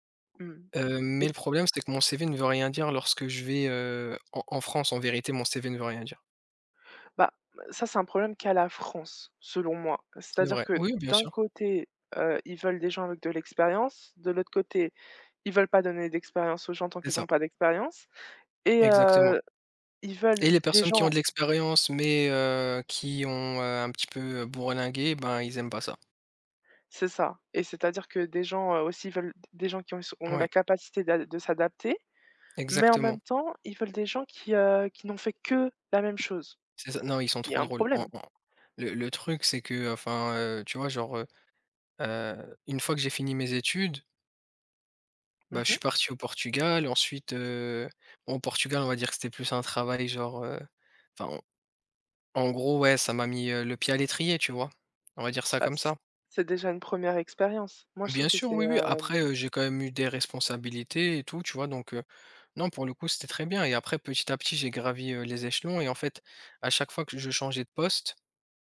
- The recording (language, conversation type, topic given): French, unstructured, Quelle est votre stratégie pour maintenir un bon équilibre entre le travail et la vie personnelle ?
- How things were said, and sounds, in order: tapping; other background noise; stressed: "que"